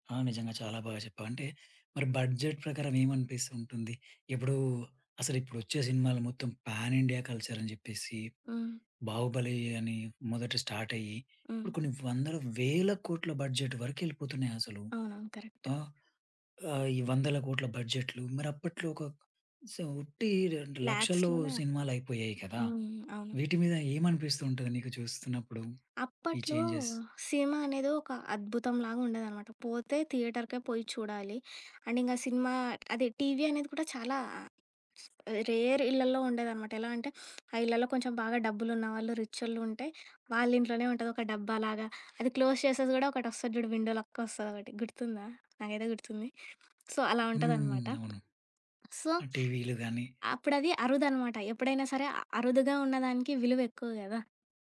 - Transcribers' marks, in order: in English: "బడ్జెట్"; in English: "పాన్ ఇండియా కల్చర్"; other background noise; in English: "స్టార్ట్"; in English: "బడ్జెట్"; in English: "లాక్స్‌లోనే"; in English: "చేంజెస్"; in English: "అండ్"; in English: "రేర్"; sniff; in English: "క్లోజ్"; in English: "విండో"; in English: "సో"; in English: "సో"
- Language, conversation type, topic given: Telugu, podcast, సినిమా రుచులు కాలంతో ఎలా మారాయి?